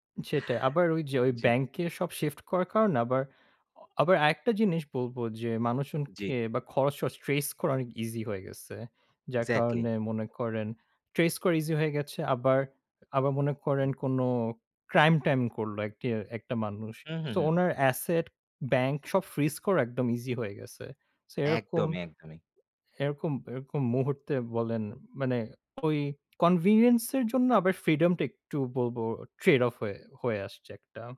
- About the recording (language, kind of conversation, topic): Bengali, unstructured, ব্যাংকের বিভিন্ন খরচ সম্পর্কে আপনার মতামত কী?
- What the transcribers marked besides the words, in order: in English: "crime"; in English: "asset"; in English: "freeze"; in English: "convenience"; in English: "freedom"; in English: "trade off"